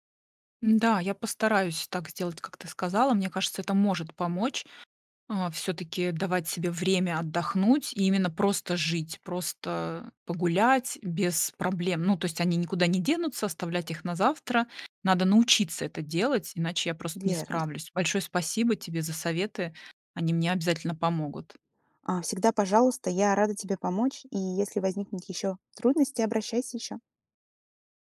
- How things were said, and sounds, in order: none
- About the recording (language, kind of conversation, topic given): Russian, advice, Как безопасно и уверенно переехать в другой город и начать жизнь с нуля?